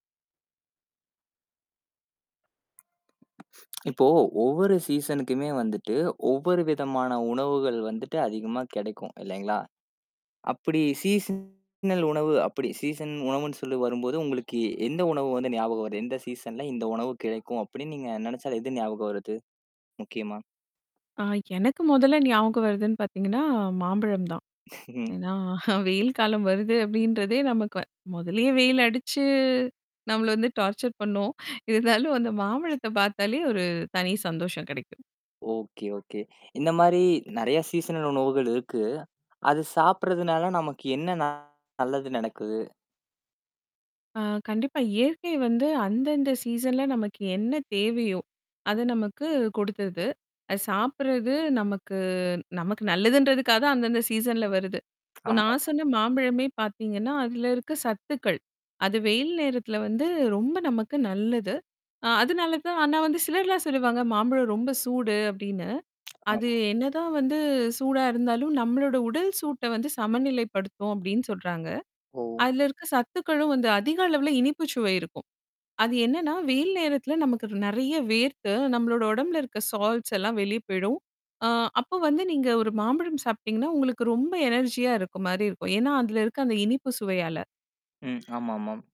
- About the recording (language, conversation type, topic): Tamil, podcast, பருவத்திற்கேற்ற உணவுகளைச் சாப்பிடுவதால் நமக்கு என்னென்ன நன்மைகள் கிடைக்கின்றன?
- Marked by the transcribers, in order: mechanical hum; lip smack; in English: "சீசனுக்குமே"; distorted speech; in English: "சீசன்"; other background noise; in English: "சீசன்ல"; static; chuckle; in English: "டார்ச்சர்"; laughing while speaking: "இருந்தாலும்"; tapping; in English: "சீசனல்"; in English: "சீசன்ல"; in English: "சீசன்ல"; in English: "சால்ஸ்"; in English: "எனர்ஜியா"; horn